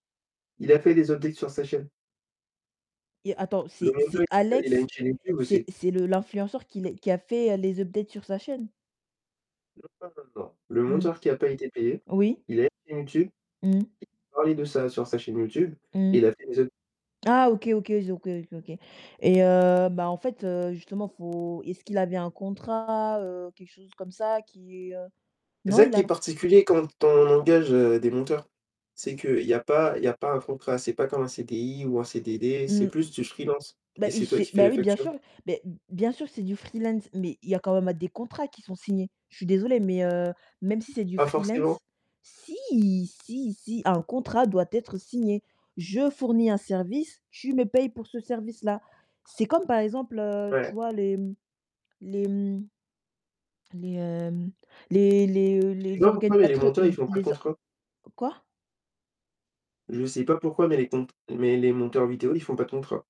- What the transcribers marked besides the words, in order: in English: "updates"; distorted speech; other background noise; in English: "updates"; in English: "updates"; stressed: "je"; "organisateurs" said as "organisatreus"
- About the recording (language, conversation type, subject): French, unstructured, Préféreriez-vous être célèbre pour quelque chose de positif ou pour quelque chose de controversé ?